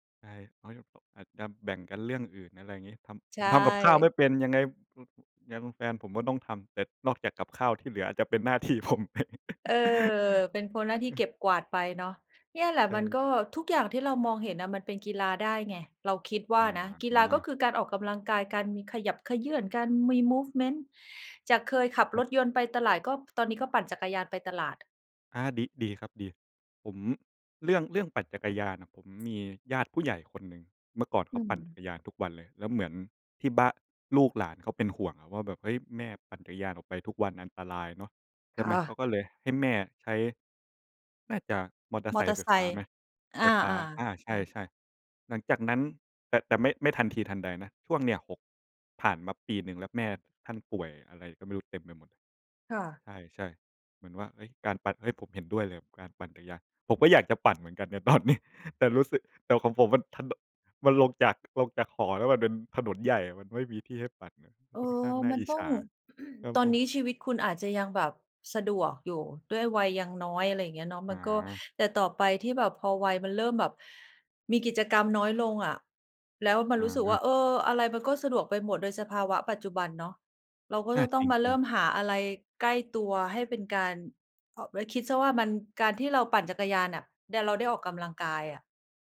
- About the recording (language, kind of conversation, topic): Thai, unstructured, การเล่นกีฬาเป็นงานอดิเรกช่วยให้สุขภาพดีขึ้นจริงไหม?
- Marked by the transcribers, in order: laughing while speaking: "ผมไป"; laugh; in English: "มูฟเมนต์"; background speech; laughing while speaking: "ตอนนี้"; "ถนน" said as "ถโนะ"; throat clearing